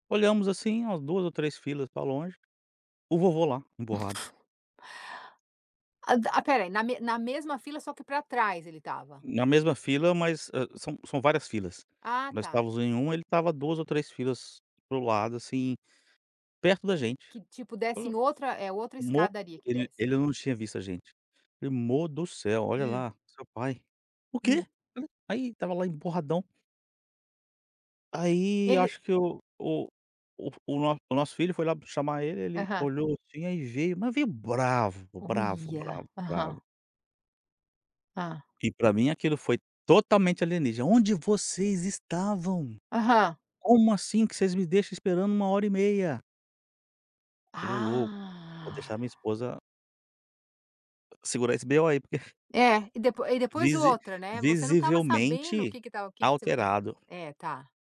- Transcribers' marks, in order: other background noise; drawn out: "Ah"
- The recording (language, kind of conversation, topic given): Portuguese, podcast, Você já interpretou mal alguma mensagem de texto? O que aconteceu?